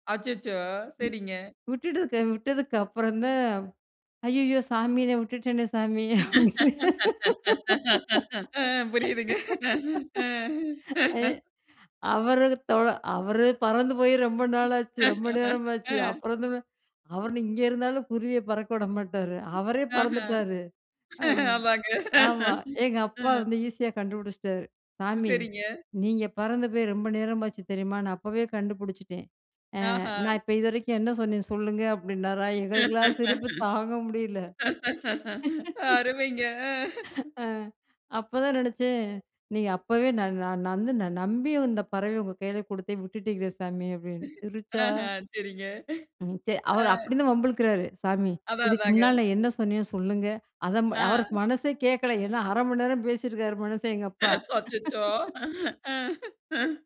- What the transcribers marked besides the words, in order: laughing while speaking: "ஆ, புரியுதுங்க. அ"; laughing while speaking: "அப் அ, அவரு தொழ அவரு … சாமி! அப்பிடின்னு சிரிச்சா"; laugh; other noise; laughing while speaking: "ஆஹா. ஆமாங்க. அ"; laughing while speaking: "சரிங்க"; laughing while speaking: "அருமைங்க! அ"; "வந்து" said as "நந்து"; laughing while speaking: "அஹ, சரிங்க. அ"; laughing while speaking: "அச்சச்சோ! அ"; laugh
- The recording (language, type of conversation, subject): Tamil, podcast, எளிதாக மற்றவர்களின் கவனத்தை ஈர்க்க நீங்கள் என்ன செய்வீர்கள்?